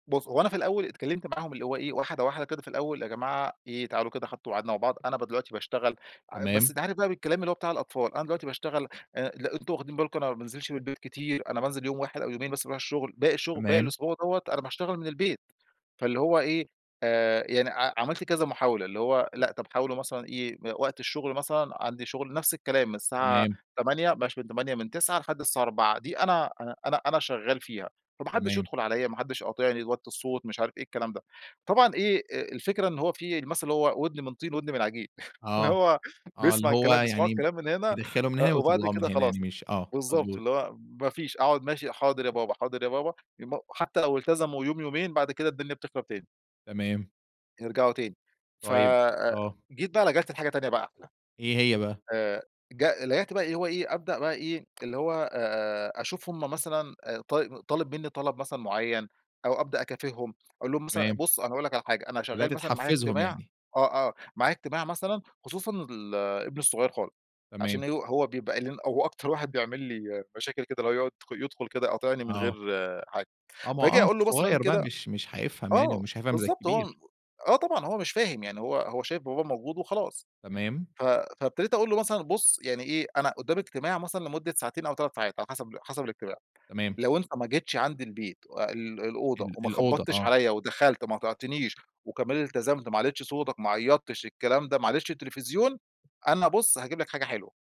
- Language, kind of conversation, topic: Arabic, podcast, كيف بتتعامل مع مقاطعات الأولاد وإنت شغال؟
- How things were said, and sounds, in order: chuckle; laughing while speaking: "فاللي هو"; tsk; unintelligible speech; other background noise